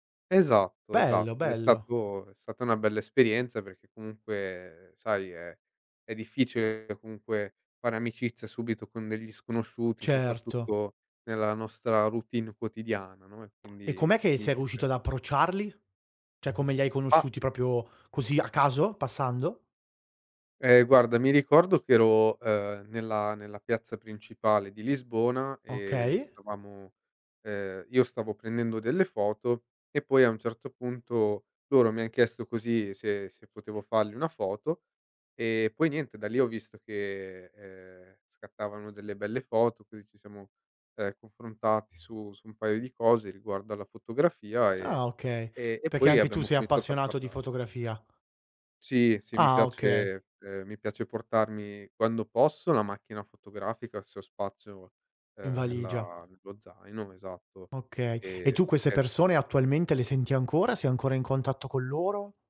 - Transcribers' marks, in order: "Proprio" said as "propio"
- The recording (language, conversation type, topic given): Italian, podcast, Qual è un incontro fatto in viaggio che non dimenticherai mai?